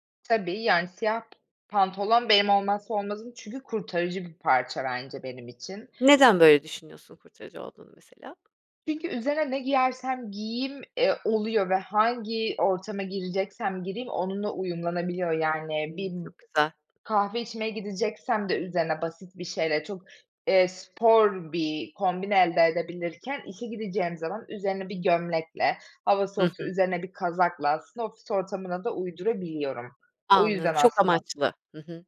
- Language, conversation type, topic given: Turkish, podcast, Gardırobunuzda vazgeçemediğiniz parça hangisi ve neden?
- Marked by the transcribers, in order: tapping